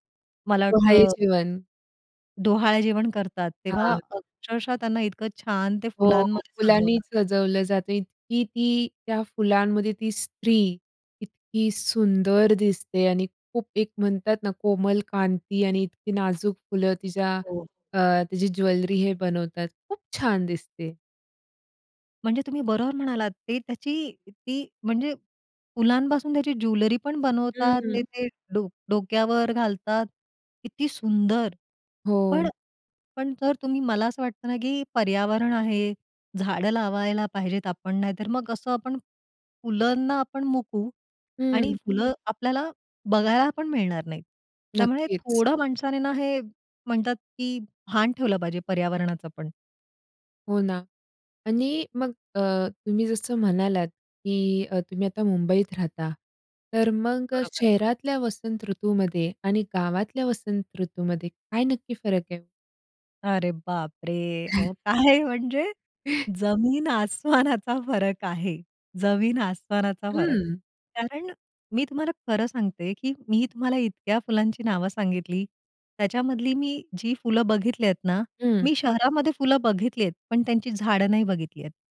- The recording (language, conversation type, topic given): Marathi, podcast, वसंताचा सुवास आणि फुलं तुला कशी भावतात?
- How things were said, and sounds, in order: tapping; other background noise; surprised: "अरे बापरे!"; chuckle; laughing while speaking: "काय म्हणजे? जमीन-आसमानाचा फरक आहे. जमीन आसमानाचा फरक"; chuckle